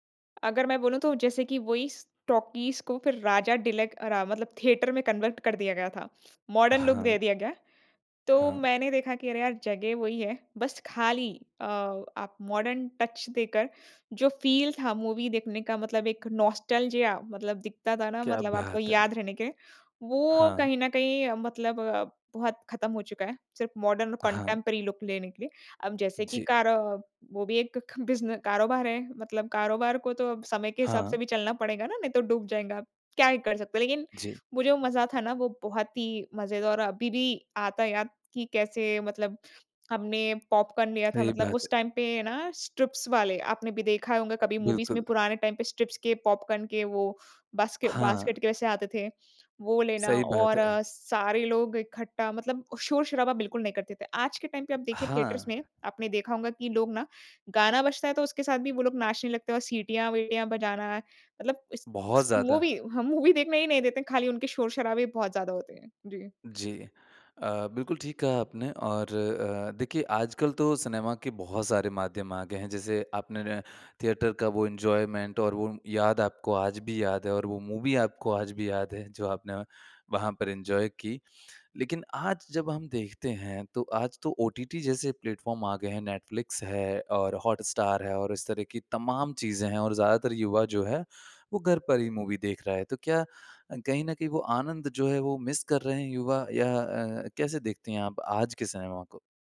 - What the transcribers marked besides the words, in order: in English: "कन्वर्ट"; in English: "मॉडर्न लूक"; in English: "मॉडर्न टच"; in English: "फ़ील"; in English: "मूवी"; in English: "नॉस्टेल्जिया"; in English: "मॉडर्न कंटेम्पोरेरी लूक"; in English: "टाइम"; in English: "स्ट्रिप्स"; in English: "मूवीज़"; in English: "टाइम"; in English: "स्ट्रिप्स"; in English: "बास्के बास्केट"; in English: "टाइम"; unintelligible speech; in English: "मूवी"; in English: "मूवी"; in English: "एन्जॉयमेंट"; in English: "मूवी"; in English: "एन्जॉय"; in English: "प्लेटफ़ॉर्म"; in English: "मूवी"; in English: "मिस"
- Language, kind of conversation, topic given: Hindi, podcast, पुराने समय में सिनेमा देखने का मज़ा आज के मुकाबले कैसे अलग था?